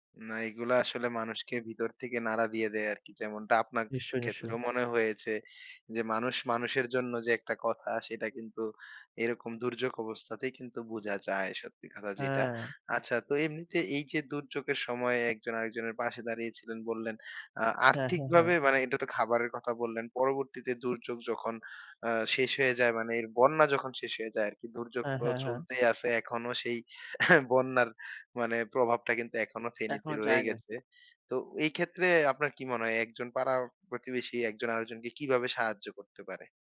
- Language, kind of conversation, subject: Bengali, podcast, দুর্যোগের সময়ে পাড়া-মহল্লার মানুষজন কীভাবে একে অপরকে সামলে নেয়?
- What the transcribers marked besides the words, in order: laugh